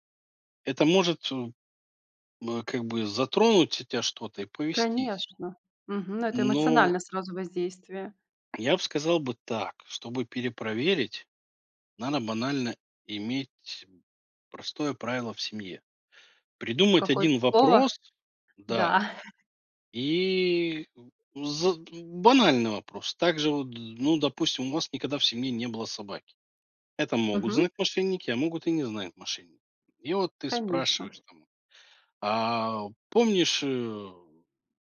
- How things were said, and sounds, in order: other noise
- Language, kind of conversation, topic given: Russian, podcast, Какие привычки помогают повысить безопасность в интернете?